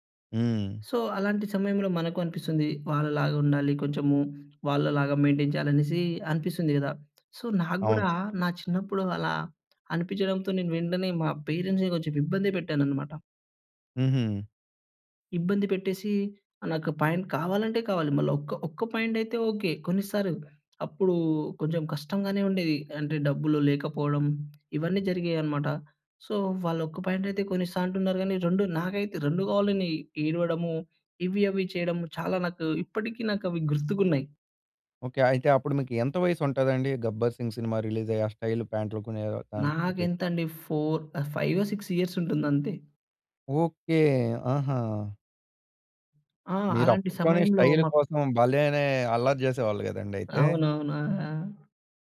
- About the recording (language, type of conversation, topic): Telugu, podcast, సోషల్ మీడియా మీ లుక్‌పై ఎంత ప్రభావం చూపింది?
- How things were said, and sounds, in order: in English: "సో"; in English: "మెయింటైన్"; tapping; in English: "సో"; in English: "పేరెంట్స్‌ని"; in English: "ప్యాంట్"; in English: "సో"; in English: "స్టైల్"; in English: "ఫోర్"; in English: "సిక్స్"; in English: "స్టైల్"